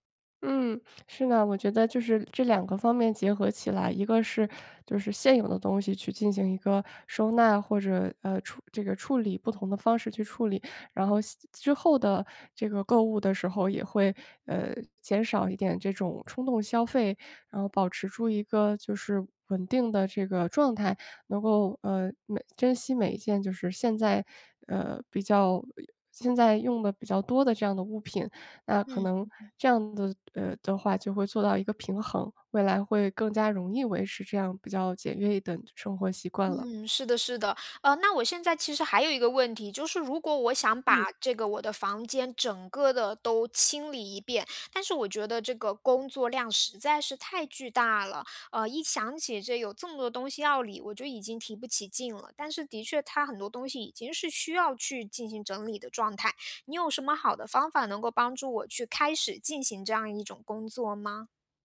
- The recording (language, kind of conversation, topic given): Chinese, advice, 怎样才能长期维持简约生活的习惯？
- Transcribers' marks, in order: "等" said as "点"